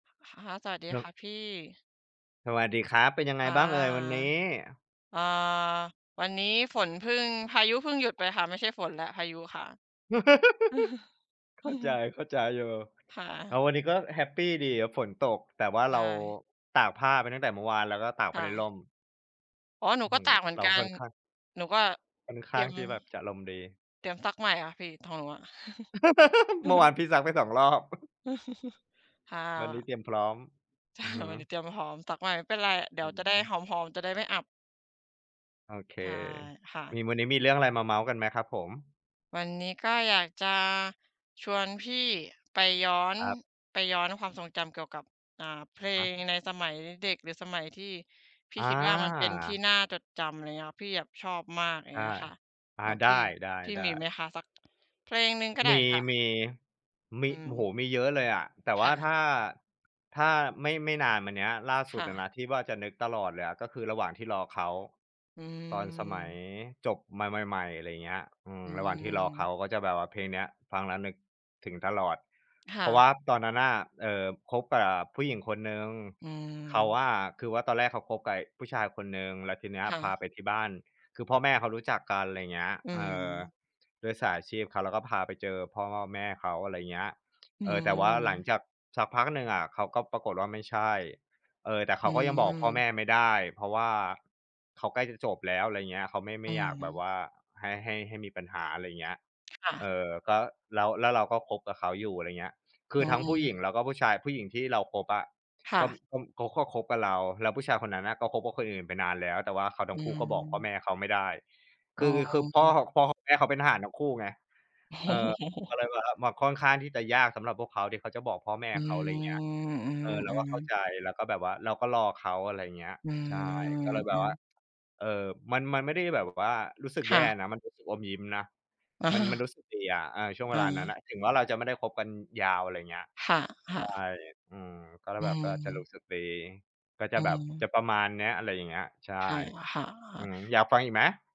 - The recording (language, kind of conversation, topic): Thai, unstructured, เพลงอะไรที่คุณฟังแล้วทำให้นึกถึงความทรงจำดีๆ?
- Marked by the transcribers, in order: laugh; laugh; chuckle; laugh; laughing while speaking: "ค่ะ"; laughing while speaking: "โอ้"